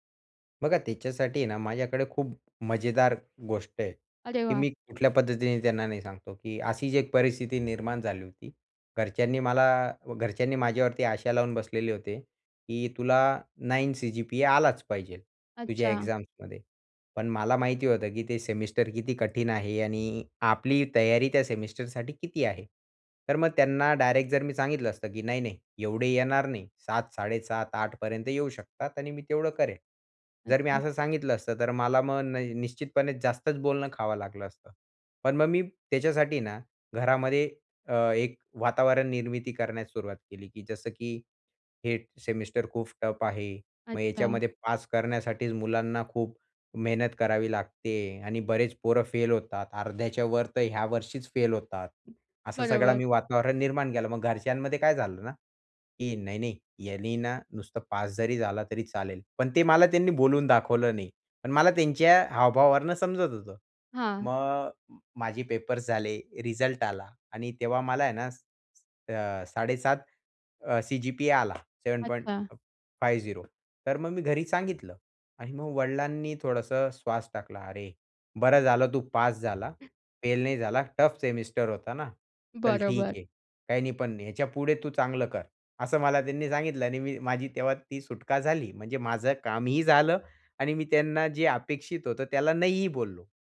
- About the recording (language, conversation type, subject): Marathi, podcast, तुला ‘नाही’ म्हणायला कधी अवघड वाटतं?
- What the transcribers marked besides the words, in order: other noise; tapping; in English: "टफ"; in English: "टफ"